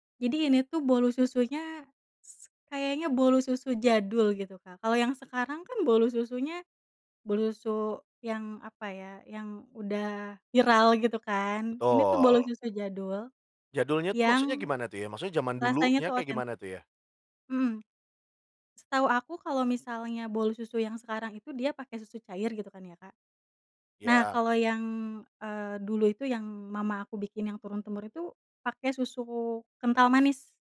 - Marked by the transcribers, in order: other background noise
- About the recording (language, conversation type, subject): Indonesian, podcast, Ceritakan resep turun-temurun yang selalu dibagi saat Lebaran?